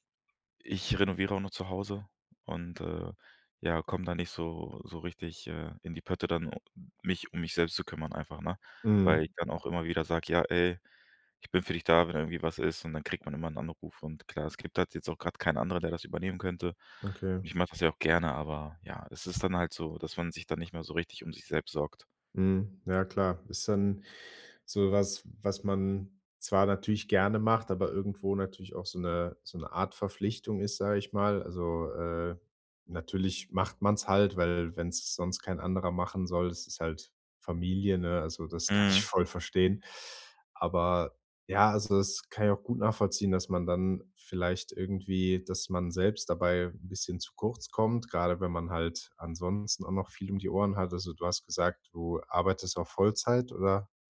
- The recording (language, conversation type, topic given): German, advice, Wie kann ich nach der Trennung gesunde Grenzen setzen und Selbstfürsorge in meinen Alltag integrieren?
- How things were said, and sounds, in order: none